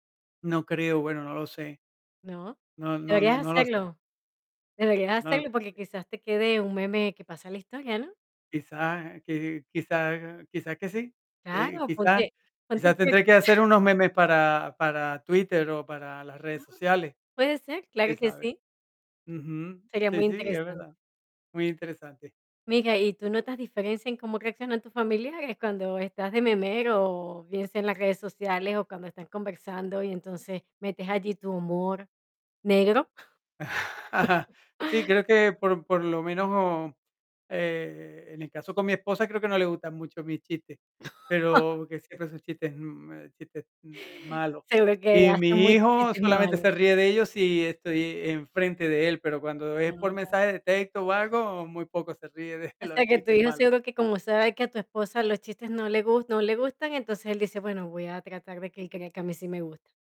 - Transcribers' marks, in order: unintelligible speech; unintelligible speech; chuckle; static; distorted speech; tapping; chuckle; chuckle; other background noise
- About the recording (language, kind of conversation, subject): Spanish, podcast, ¿Cómo usas el humor al conversar con otras personas?
- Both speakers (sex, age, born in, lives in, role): female, 40-44, Venezuela, United States, host; male, 50-54, Venezuela, United States, guest